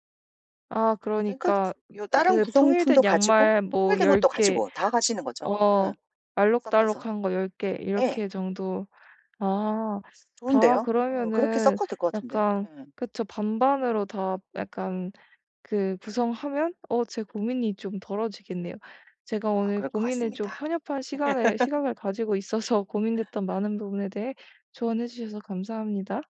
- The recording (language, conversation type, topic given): Korean, advice, 옷장을 정리하고 기본 아이템을 효율적으로 갖추려면 어떻게 시작해야 할까요?
- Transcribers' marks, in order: tapping; laughing while speaking: "있어서"; laugh